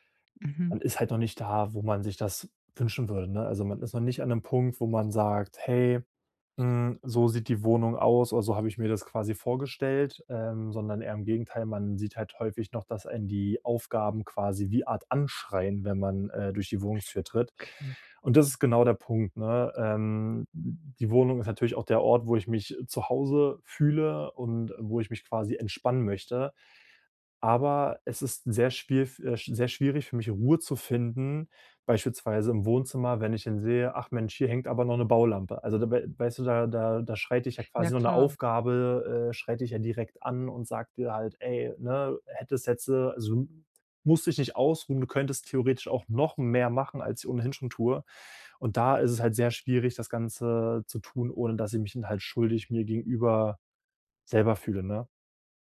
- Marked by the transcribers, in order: none
- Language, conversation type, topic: German, advice, Wie kann ich Ruhe finden, ohne mich schuldig zu fühlen, wenn ich weniger leiste?